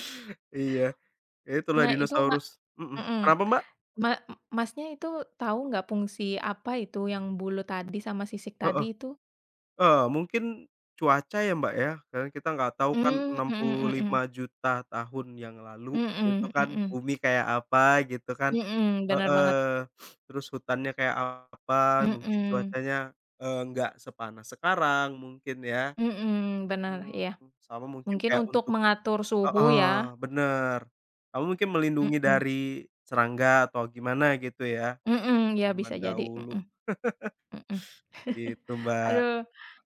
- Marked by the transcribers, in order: other background noise; sniff; chuckle; sniff; chuckle
- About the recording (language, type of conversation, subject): Indonesian, unstructured, Apa hal paling mengejutkan tentang dinosaurus yang kamu ketahui?
- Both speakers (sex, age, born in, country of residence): female, 30-34, Indonesia, Indonesia; male, 30-34, Indonesia, Indonesia